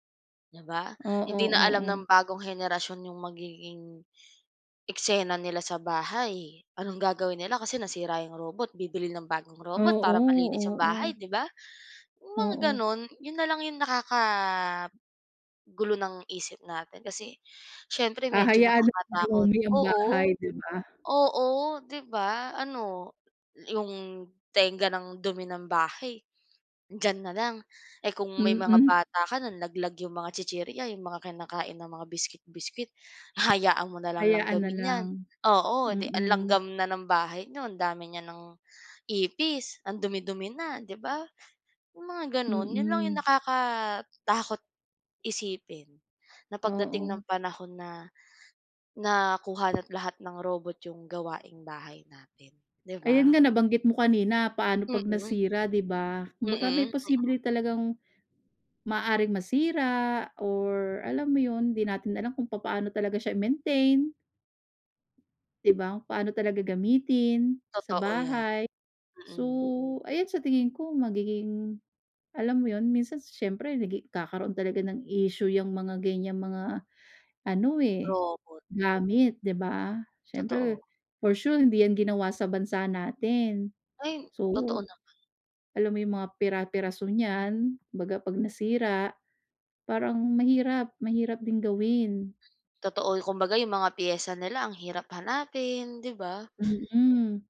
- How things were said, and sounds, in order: tapping; other background noise
- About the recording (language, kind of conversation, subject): Filipino, unstructured, Paano makatutulong ang mga robot sa mga gawaing bahay?
- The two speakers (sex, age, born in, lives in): female, 25-29, Philippines, Philippines; female, 40-44, Philippines, United States